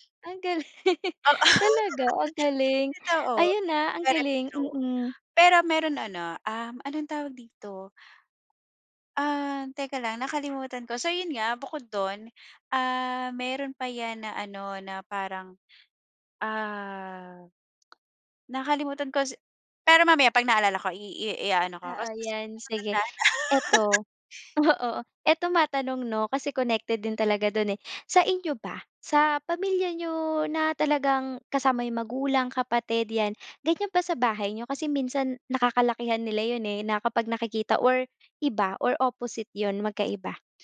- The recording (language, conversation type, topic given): Filipino, podcast, Paano mo inaayos ang maliit na espasyo para mas kumportable?
- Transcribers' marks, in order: laughing while speaking: "galing"; laughing while speaking: "Oo"; dog barking; laughing while speaking: "oo"; laugh; gasp